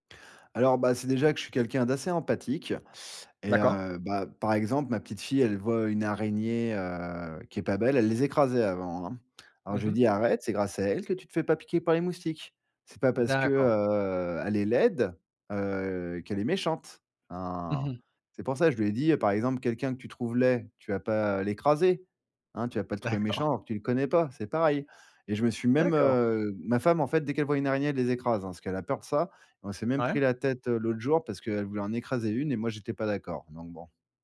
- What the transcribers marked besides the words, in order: none
- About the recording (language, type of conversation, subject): French, podcast, Quel geste simple peux-tu faire près de chez toi pour protéger la biodiversité ?